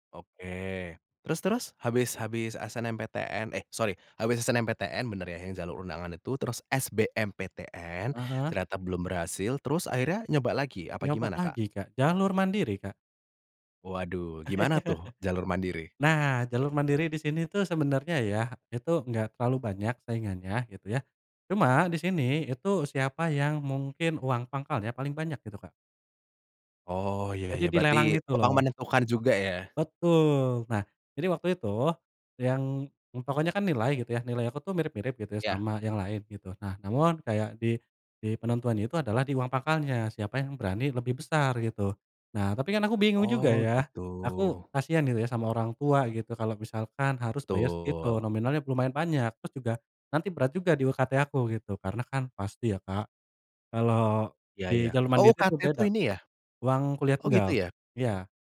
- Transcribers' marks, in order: laugh; tapping
- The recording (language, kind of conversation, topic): Indonesian, podcast, Bagaimana kamu bangkit setelah mengalami kegagalan besar?